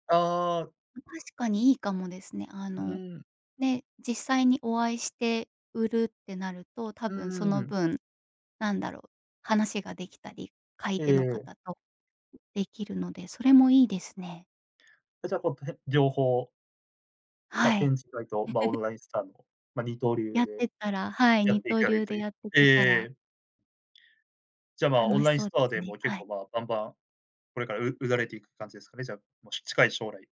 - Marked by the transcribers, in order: unintelligible speech; laugh; tapping
- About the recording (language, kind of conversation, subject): Japanese, podcast, 最近ハマっている趣味について話してくれますか？